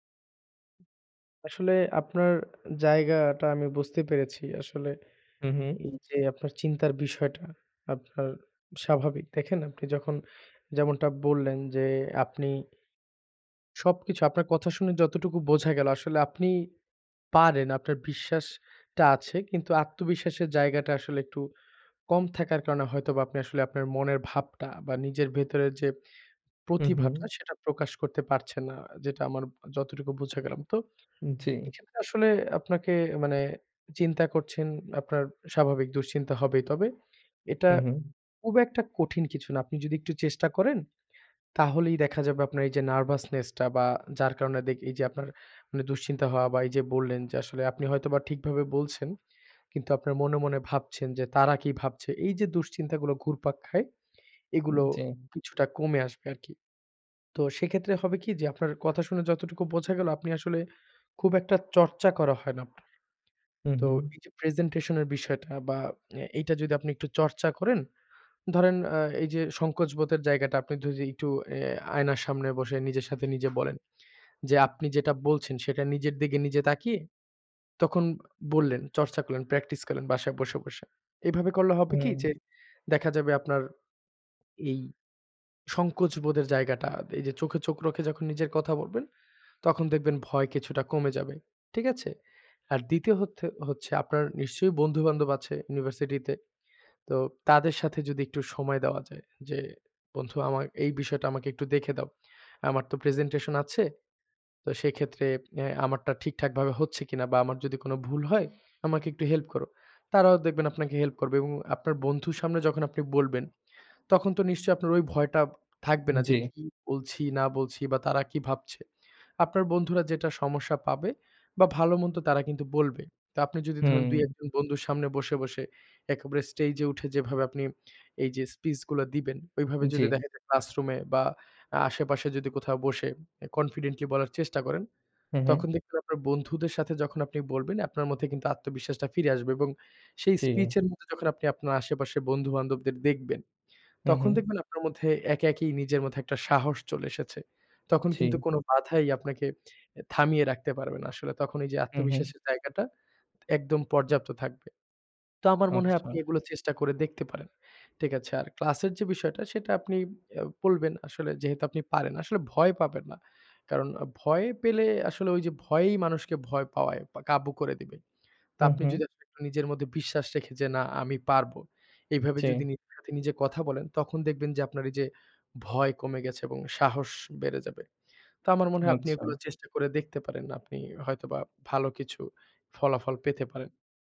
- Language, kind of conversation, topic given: Bengali, advice, উপস্থাপনার আগে অতিরিক্ত উদ্বেগ
- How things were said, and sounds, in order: other background noise; tapping